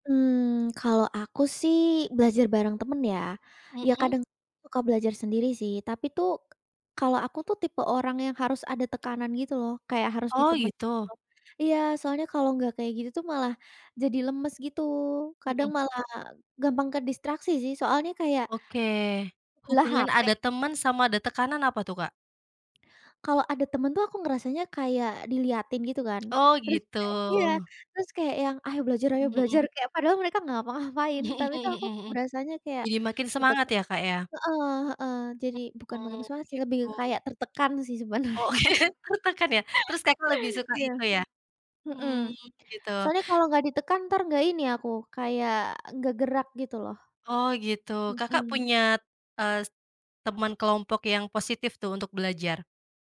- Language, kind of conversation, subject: Indonesian, podcast, Bagaimana pengalamanmu belajar bersama teman atau kelompok belajar?
- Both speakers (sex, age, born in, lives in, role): female, 20-24, Indonesia, Indonesia, guest; female, 25-29, Indonesia, Indonesia, host
- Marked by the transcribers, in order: tongue click; tapping; other background noise; laughing while speaking: "Mhm mhm mhm"; laughing while speaking: "ngapain"; laughing while speaking: "Oh, oke"; laughing while speaking: "sebenarnya. Iya"; laugh; inhale